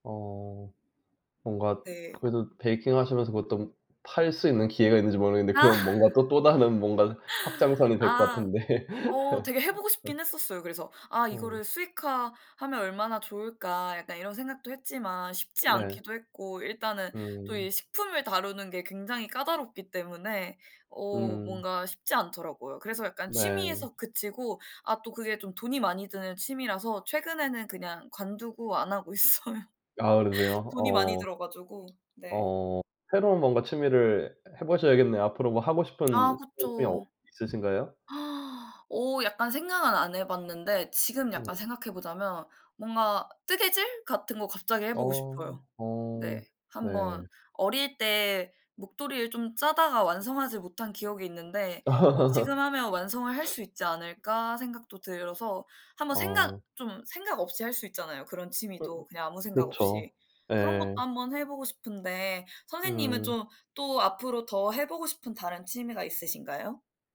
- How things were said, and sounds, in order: laughing while speaking: "아"; laughing while speaking: "같은데"; laugh; laughing while speaking: "있어요"; other background noise; tapping; laugh; sniff
- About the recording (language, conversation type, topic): Korean, unstructured, 요즘 가장 즐겨 하는 취미가 뭐예요?